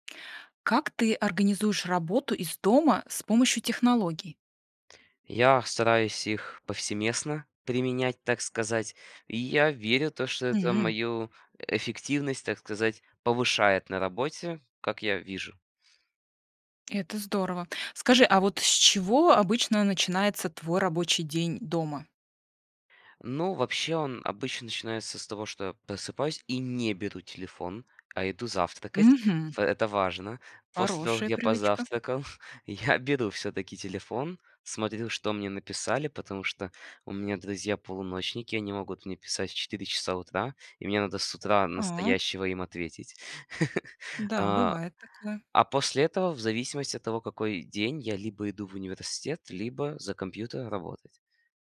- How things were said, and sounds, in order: stressed: "не беру"; chuckle
- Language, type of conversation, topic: Russian, podcast, Как ты организуешь работу из дома с помощью технологий?